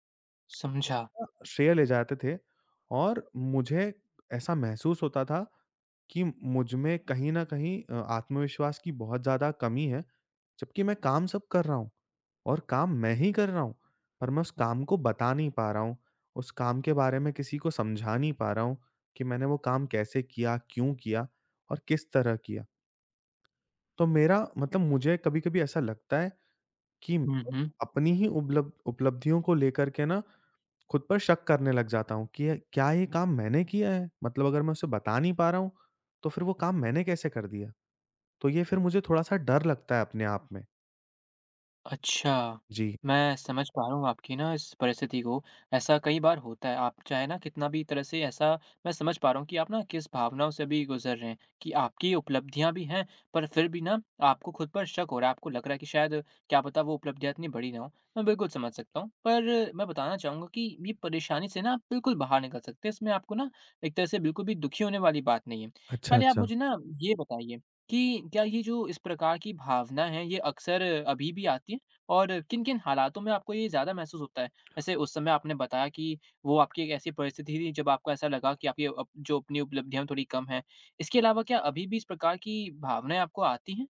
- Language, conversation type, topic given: Hindi, advice, आप अपनी उपलब्धियों को कम आँककर खुद पर शक क्यों करते हैं?
- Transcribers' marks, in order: tapping